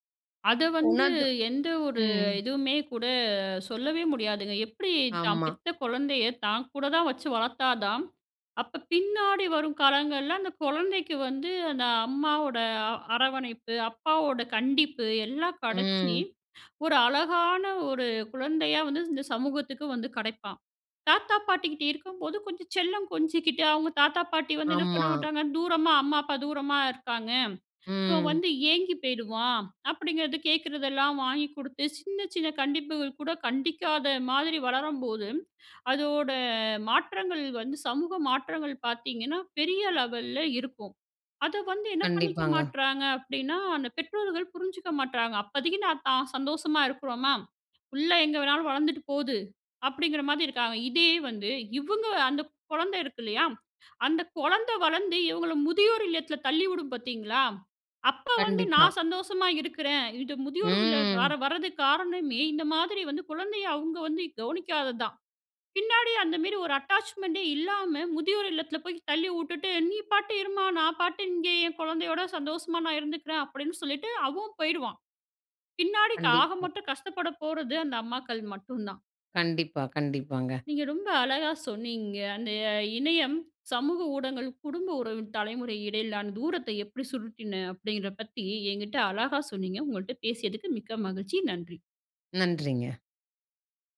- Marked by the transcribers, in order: drawn out: "ம்"; drawn out: "ம்"; in English: "லெவல்ல"; "இல்லம்" said as "வில்ல"; drawn out: "ம்"; in English: "அட்டாச்மென்ட்டே"; "சமூக ஊடகங்கள்" said as "சமூக ஊடங்கள்"; "சுருக்கின" said as "சுருட்டின"
- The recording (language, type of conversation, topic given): Tamil, podcast, இணையமும் சமூக ஊடகங்களும் குடும்ப உறவுகளில் தலைமுறைகளுக்கிடையேயான தூரத்தை எப்படிக் குறைத்தன?